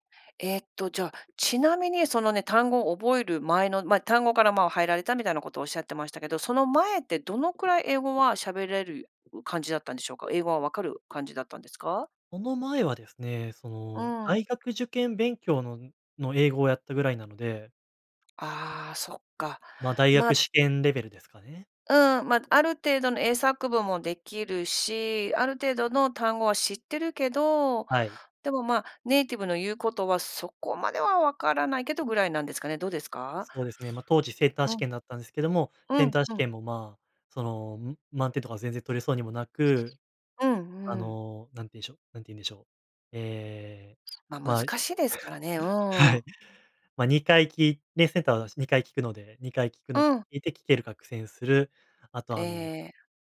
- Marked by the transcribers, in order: other noise; in English: "ネイティブ"; laugh
- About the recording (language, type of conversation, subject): Japanese, podcast, 上達するためのコツは何ですか？